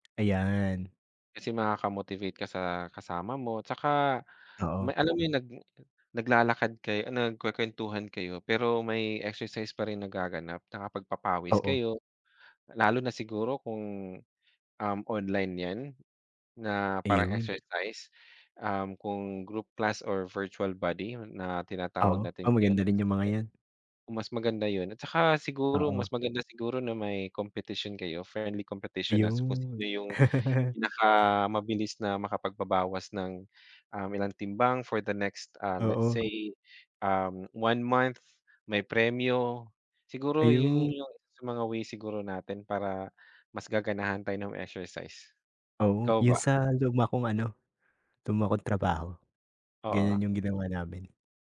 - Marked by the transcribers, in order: other background noise; in English: "group class or virtual body"; laugh
- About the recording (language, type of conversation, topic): Filipino, unstructured, Paano mo nahahanap ang motibasyon para mag-ehersisyo?